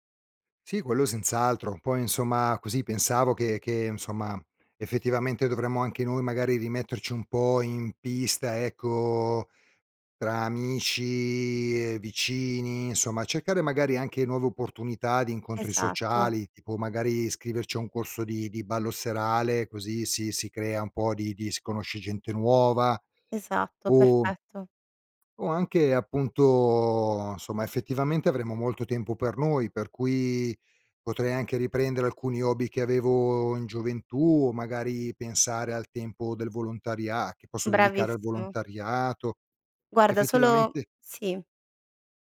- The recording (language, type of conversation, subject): Italian, advice, Come ti senti quando i tuoi figli lasciano casa e ti trovi ad affrontare la sindrome del nido vuoto?
- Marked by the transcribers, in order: none